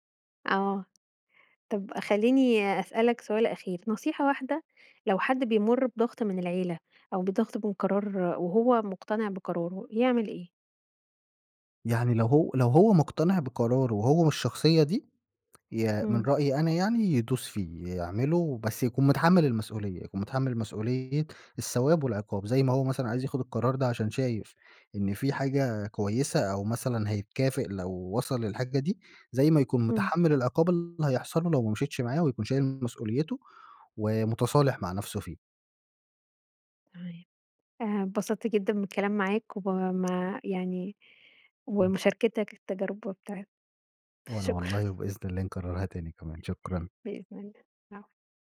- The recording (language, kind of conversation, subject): Arabic, podcast, إزاي بتتعامل مع ضغط العيلة على قراراتك؟
- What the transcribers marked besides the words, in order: tapping; unintelligible speech; laughing while speaking: "شكرًا"